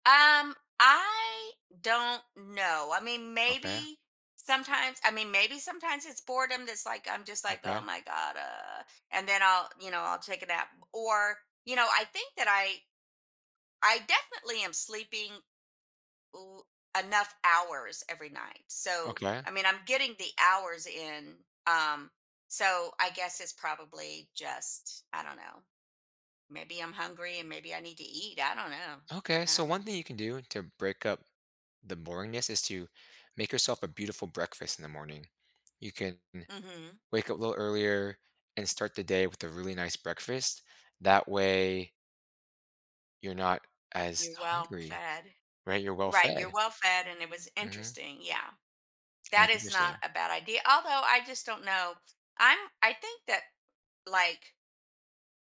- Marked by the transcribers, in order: tapping
- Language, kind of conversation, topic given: English, advice, How can I make my daily routine less boring?